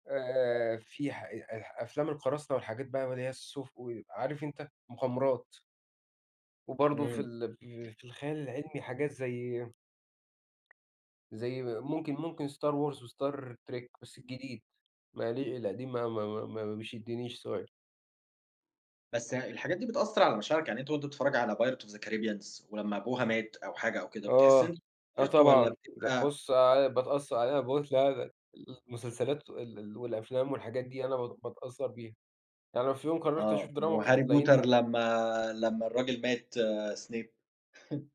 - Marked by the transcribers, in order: unintelligible speech; other background noise; tapping; in English: "Star Wars وStar Trek"; unintelligible speech; in English: "Pirates of the Caribbeans"; unintelligible speech; unintelligible speech; chuckle
- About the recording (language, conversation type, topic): Arabic, unstructured, إزاي قصص الأفلام بتأثر على مشاعرك؟